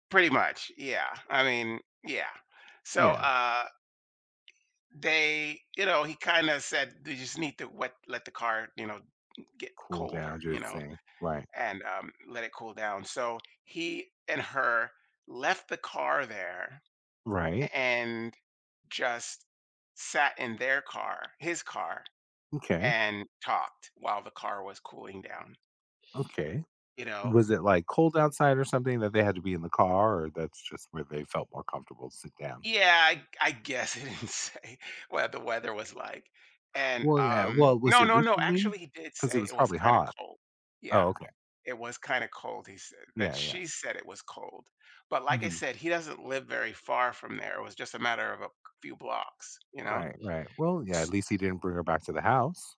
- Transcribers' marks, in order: other background noise; tapping; laughing while speaking: "he didn't say"
- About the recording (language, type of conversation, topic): English, advice, How can I calm wedding day nerves while staying excited?